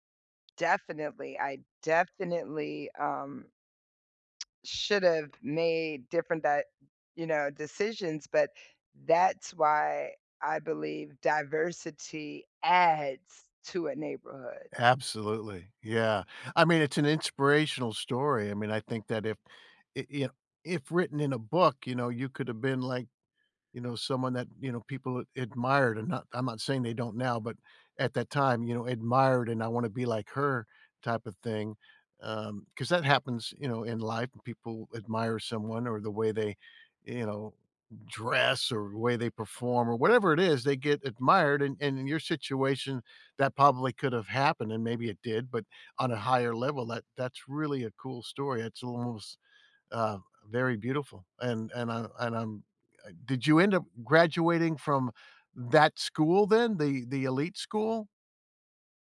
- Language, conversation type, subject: English, unstructured, What does diversity add to a neighborhood?
- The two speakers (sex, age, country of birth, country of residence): female, 45-49, United States, United States; male, 65-69, United States, United States
- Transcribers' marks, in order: stressed: "adds"; tapping